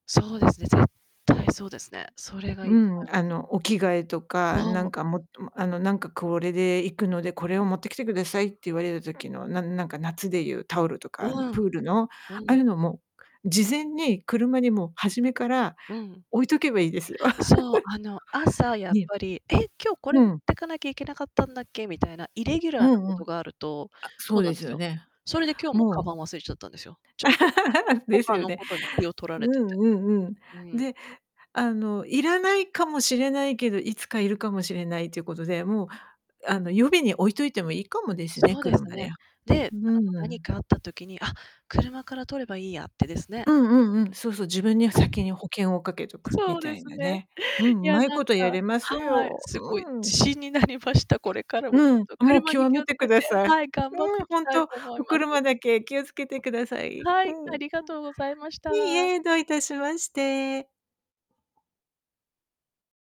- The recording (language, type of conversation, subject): Japanese, advice, いつも約束や出社に遅刻してしまうのはなぜですか？
- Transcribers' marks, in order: distorted speech; laugh; laugh; other background noise; laughing while speaking: "なりました"